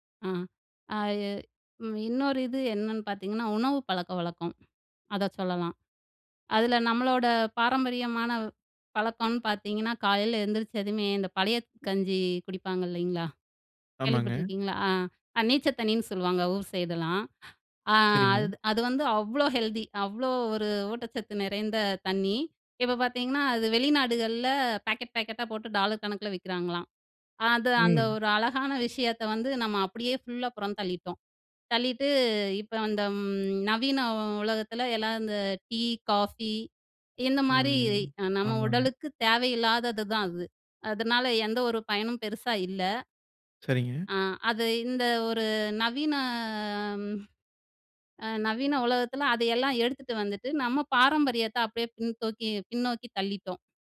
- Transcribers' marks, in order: in English: "ஹெல்த்தி"; in English: "பாக்கெட் பேக்கெட்டா"; in English: "டாலர்"; drawn out: "ம்"; drawn out: "நவீன. அ"; "பின்னோக்கி-" said as "பின்தோக்கி"
- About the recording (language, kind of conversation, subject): Tamil, podcast, பாரம்பரியத்தை காப்பாற்றி புதியதை ஏற்கும் சமநிலையை எப்படிச் சீராகப் பேணலாம்?
- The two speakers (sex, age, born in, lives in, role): female, 35-39, India, India, guest; male, 25-29, India, India, host